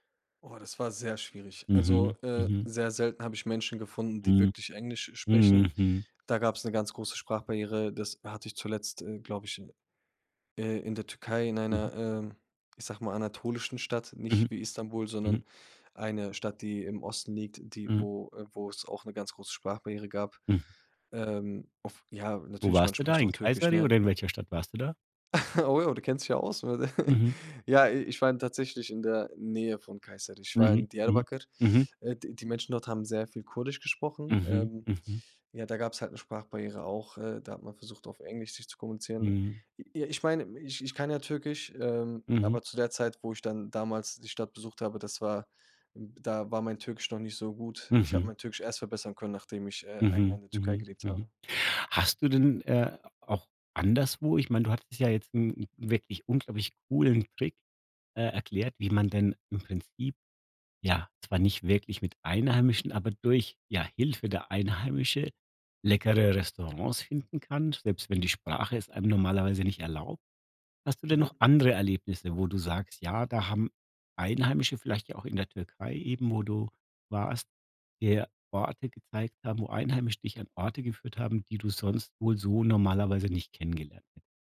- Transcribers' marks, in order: snort; chuckle
- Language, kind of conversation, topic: German, podcast, Wie haben Einheimische dich zu Orten geführt, die in keinem Reiseführer stehen?